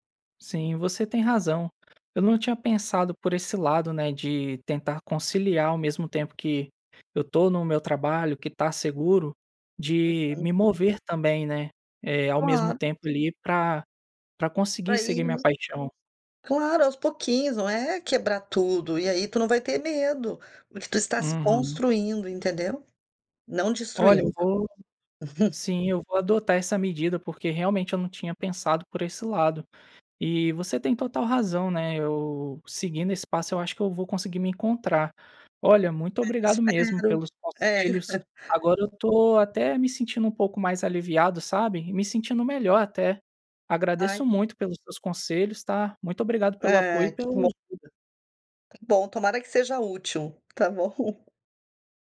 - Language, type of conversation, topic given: Portuguese, advice, Como decidir entre seguir uma carreira segura e perseguir uma paixão mais arriscada?
- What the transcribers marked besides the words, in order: other background noise; tapping; chuckle; chuckle; laughing while speaking: "Tá bom"